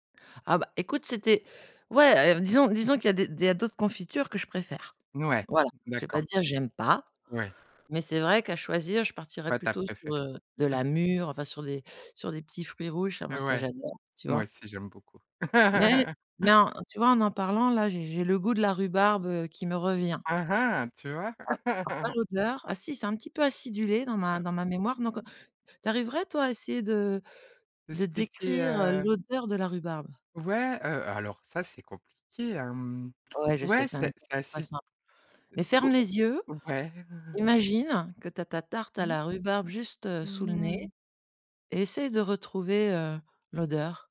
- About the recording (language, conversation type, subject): French, podcast, Quelle odeur de nourriture te ramène instantanément à un souvenir ?
- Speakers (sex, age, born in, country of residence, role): female, 40-44, France, France, guest; female, 50-54, France, France, host
- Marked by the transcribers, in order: other background noise; tapping; chuckle; chuckle; groan